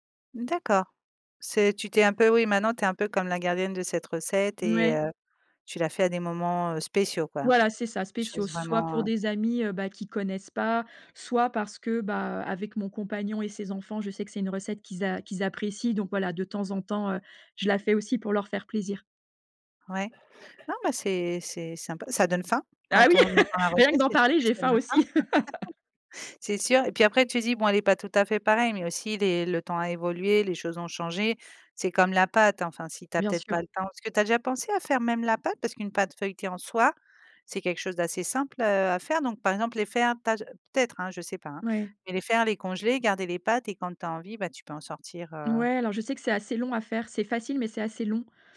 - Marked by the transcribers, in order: tapping; joyful: "Ah oui"; chuckle; laugh
- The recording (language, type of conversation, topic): French, podcast, Quelles recettes de famille gardes‑tu précieusement ?